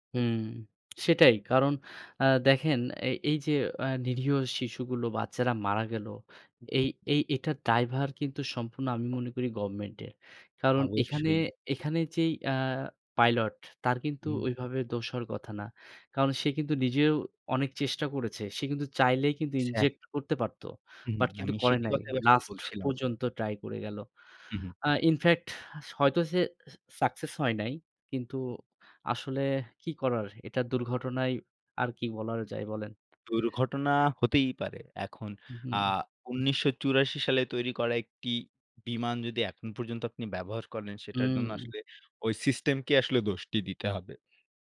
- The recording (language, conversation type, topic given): Bengali, unstructured, আপনার মতে ইতিহাসের কোন ঘটনা সবচেয়ে দুঃখজনক?
- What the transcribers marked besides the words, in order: tapping; other background noise; sigh